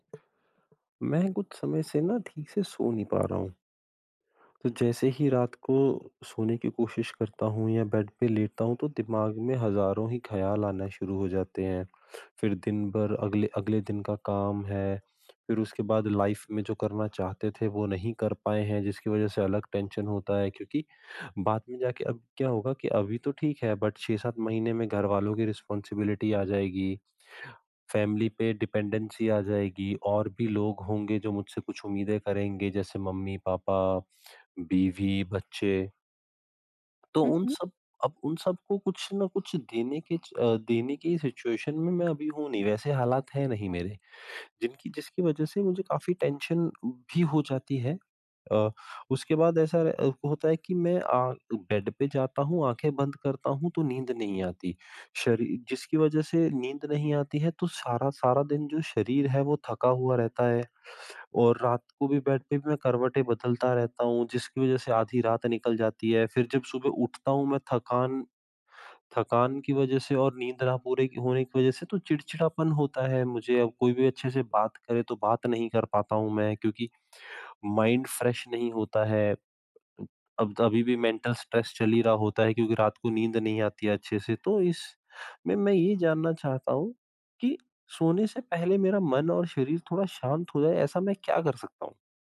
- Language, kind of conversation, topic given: Hindi, advice, सोने से पहले बेहतर नींद के लिए मैं शरीर और मन को कैसे शांत करूँ?
- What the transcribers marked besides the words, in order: other background noise; in English: "बेड"; in English: "लाइफ़"; in English: "टेंशन"; in English: "बट"; in English: "रिस्पॉन्सिबिलिटी"; in English: "फैमिली"; in English: "डिपेंडेंसी"; in English: "सिचुएशन"; in English: "टेंशन"; in English: "बेड"; in English: "बेड"; in English: "माइंड फ्रेश"; in English: "मेंटल स्ट्रेस"